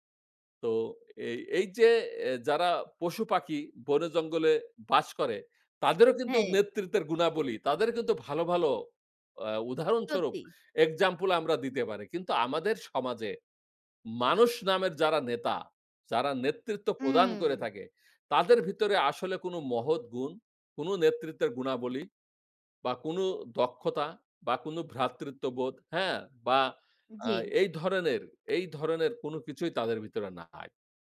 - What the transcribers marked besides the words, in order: "নাই" said as "না-আই"
- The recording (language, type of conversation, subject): Bengali, unstructured, আপনার মতে ভালো নেতৃত্বের গুণগুলো কী কী?